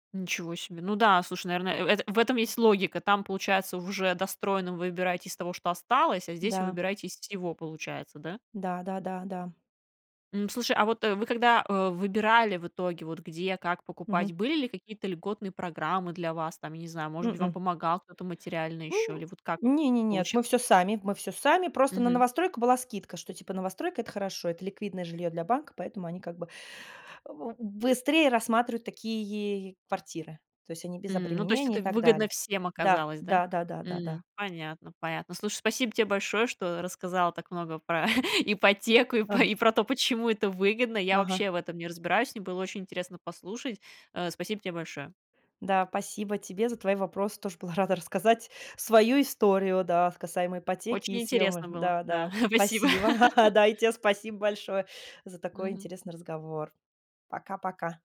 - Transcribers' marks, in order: inhale; tapping; chuckle; laughing while speaking: "да, спасибо"; chuckle
- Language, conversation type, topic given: Russian, podcast, Как вы решаете, что выгоднее для вас — оформить ипотеку или снимать жильё?